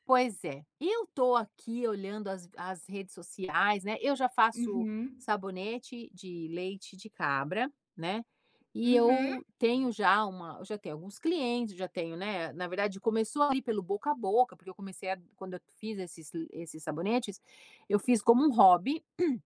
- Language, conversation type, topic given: Portuguese, unstructured, Você acha importante planejar o futuro? Por quê?
- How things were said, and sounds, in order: throat clearing